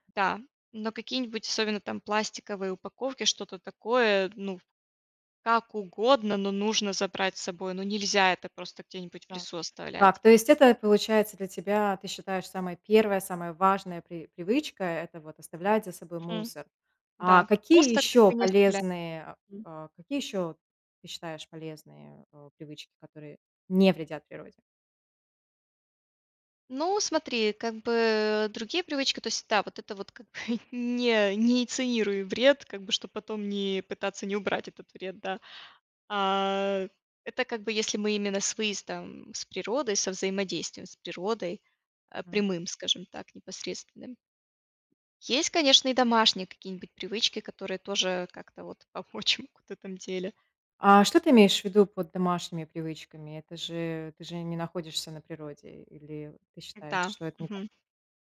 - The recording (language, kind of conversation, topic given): Russian, podcast, Какие простые привычки помогают не вредить природе?
- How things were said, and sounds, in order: other background noise; chuckle; tapping; laughing while speaking: "помочь"